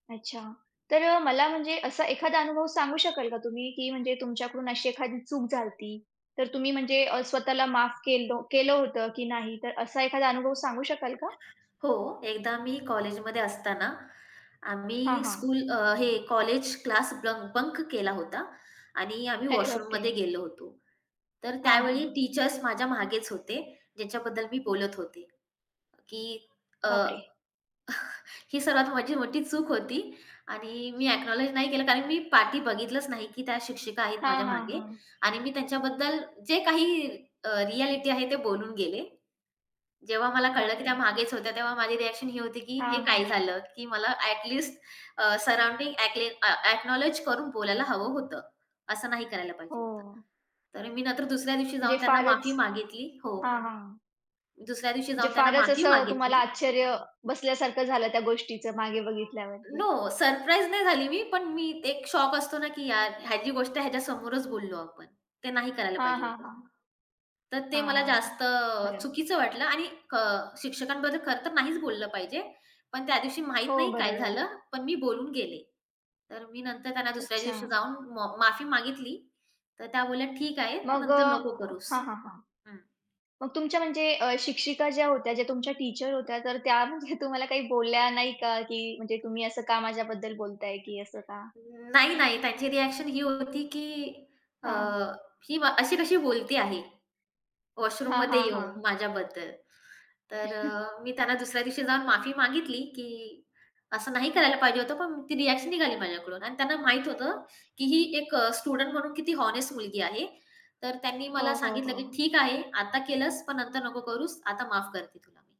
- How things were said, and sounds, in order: tapping; laughing while speaking: "अरे बापरे!"; chuckle; in English: "एक्नाउलेज"; other background noise; in English: "सराउंडिंग ॲकले ॲक्नाउलेज"; horn; other noise; laughing while speaking: "म्हणजे"; chuckle; in English: "स्टुडंट"
- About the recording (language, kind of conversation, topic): Marathi, podcast, स्वतःला माफ करण्यासाठी तुम्ही काय करता?